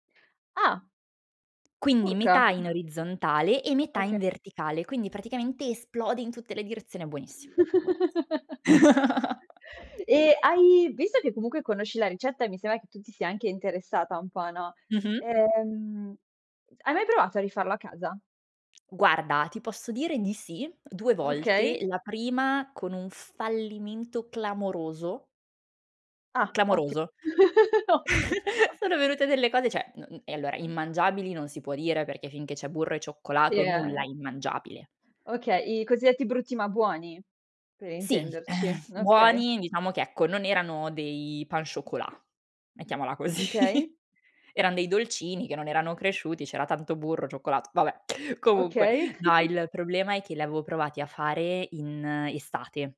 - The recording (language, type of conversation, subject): Italian, podcast, Parlami di un cibo locale che ti ha conquistato.
- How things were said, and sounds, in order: tapping; chuckle; other background noise; chuckle; laugh; chuckle; laughing while speaking: "ottimo"; chuckle; "cioè" said as "ceh"; laughing while speaking: "così"; chuckle; chuckle